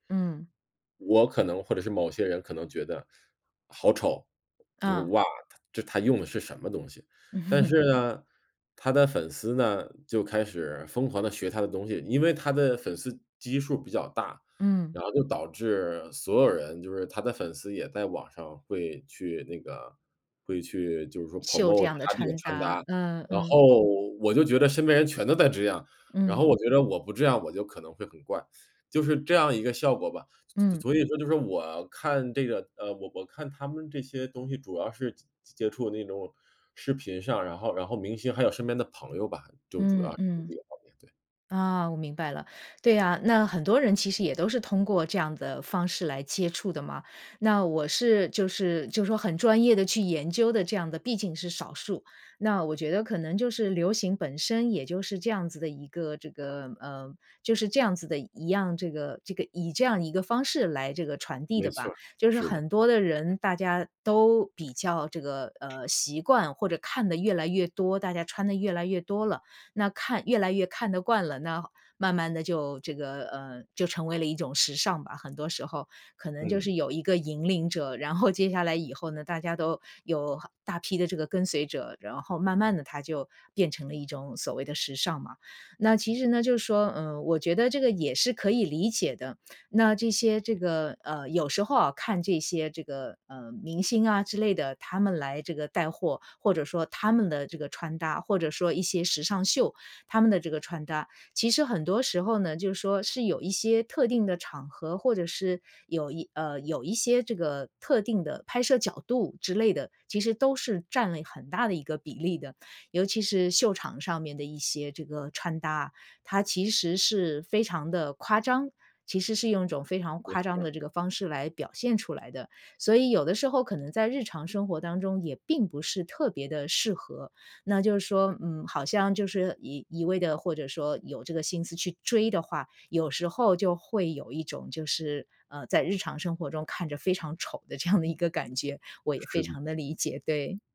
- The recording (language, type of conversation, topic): Chinese, advice, 我总是挑不到合适的衣服怎么办？
- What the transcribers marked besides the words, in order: chuckle; in English: "promote"; other background noise; chuckle; laughing while speaking: "这样的一个感觉"